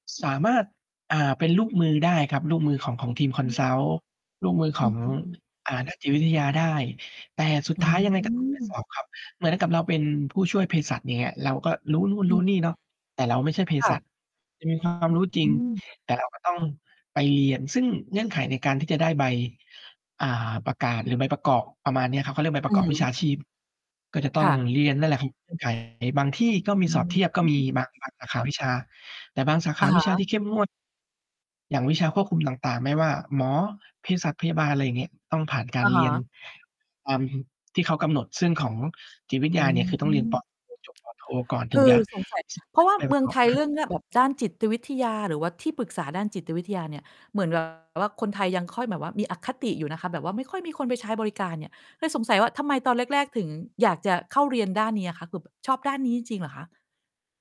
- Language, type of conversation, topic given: Thai, podcast, คุณควรเลือกทำงานที่ชอบหรือเลือกงานที่ได้เงินก่อนดีไหม?
- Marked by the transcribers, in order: distorted speech; in English: "Consult"; mechanical hum; tapping; other noise; other background noise